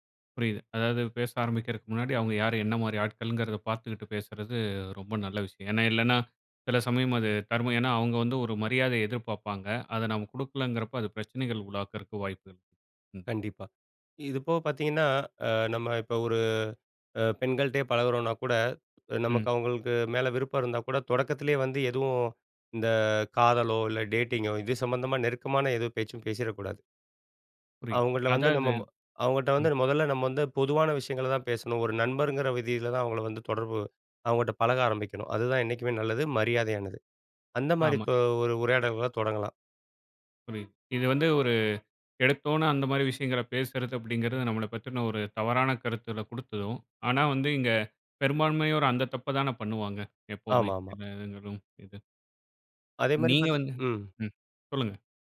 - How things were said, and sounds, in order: "உருவாக்குறதுக்கு" said as "உலாகிறக்கு"; in English: "டேட்டிங்கோ?"
- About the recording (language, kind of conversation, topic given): Tamil, podcast, சின்ன உரையாடலை எப்படித் தொடங்குவீர்கள்?